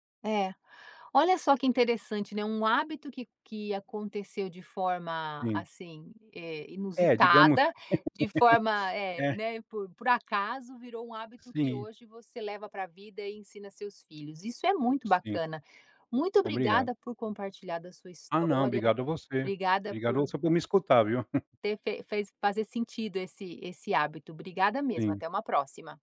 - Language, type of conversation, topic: Portuguese, podcast, Que hábitos te ajudam a sentir que a vida tem sentido?
- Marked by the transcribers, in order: laugh; chuckle